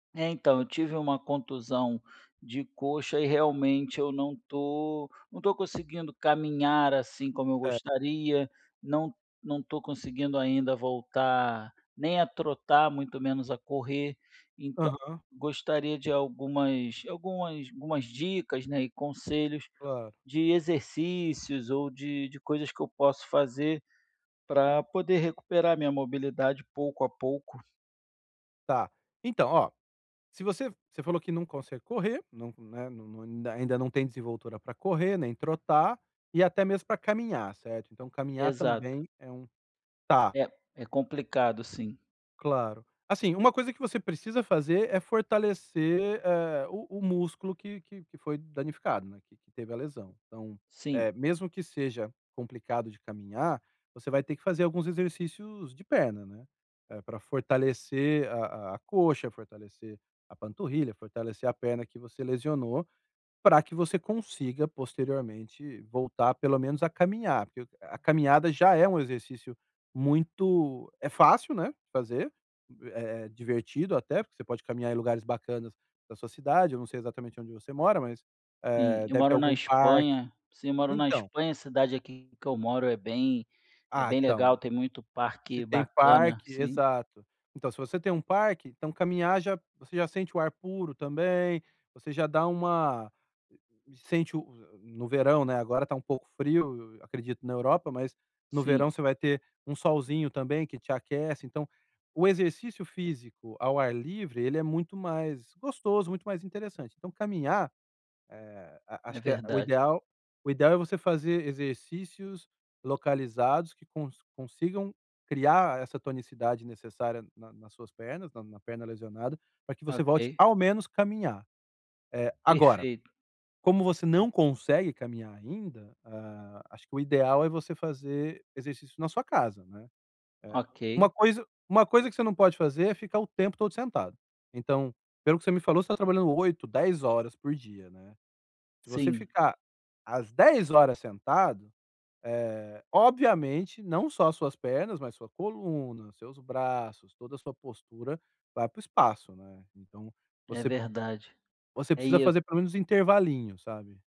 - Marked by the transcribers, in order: other background noise
- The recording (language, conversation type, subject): Portuguese, advice, Que exercícios rápidos podem melhorar a mobilidade para quem fica muito tempo sentado?